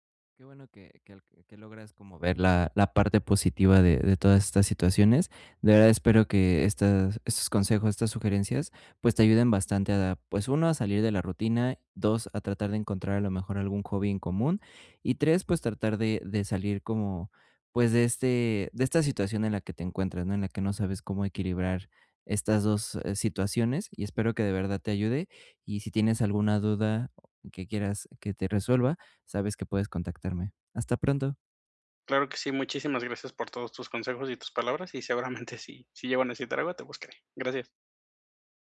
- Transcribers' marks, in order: laughing while speaking: "seguramente"; tapping
- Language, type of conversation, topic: Spanish, advice, ¿Cómo puedo equilibrar mi independencia con la cercanía en una relación?